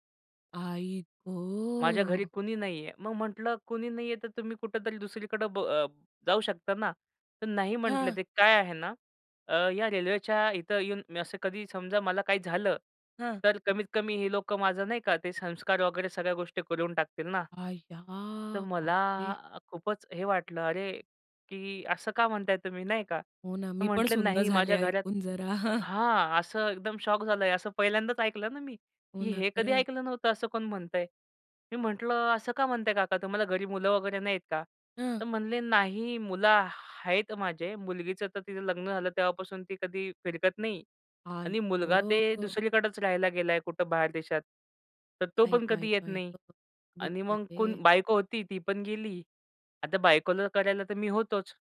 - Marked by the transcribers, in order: drawn out: "आई गं!"; chuckle
- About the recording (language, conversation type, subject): Marathi, podcast, स्टेशनवर अनोळखी व्यक्तीशी झालेल्या गप्पांमुळे तुमच्या विचारांत किंवा निर्णयांत काय बदल झाला?